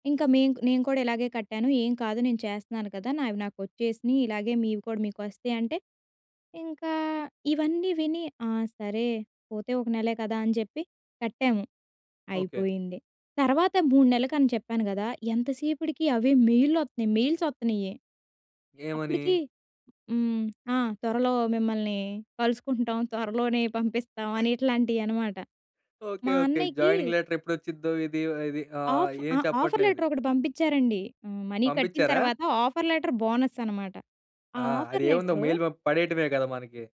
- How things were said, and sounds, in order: tapping; other noise; in English: "జాయినింగ్ లెటర్"; in English: "ఆఫర్"; in English: "మనీ"; in English: "ఆఫర్ లెటర్ బోనస్"; in English: "ఆఫర్"; other background noise; in English: "మెయిల్"
- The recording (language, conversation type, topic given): Telugu, podcast, మీరు చేసిన ఒక పెద్ద తప్పు నుంచి ఏమి నేర్చుకున్నారు?